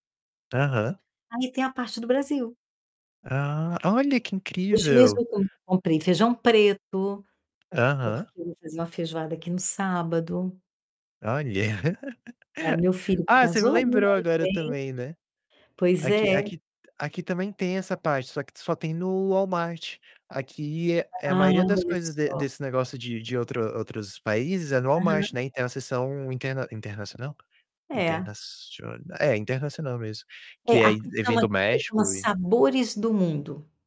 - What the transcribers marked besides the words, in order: distorted speech; laugh
- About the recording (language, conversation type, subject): Portuguese, unstructured, Como você costuma passar o tempo com sua família?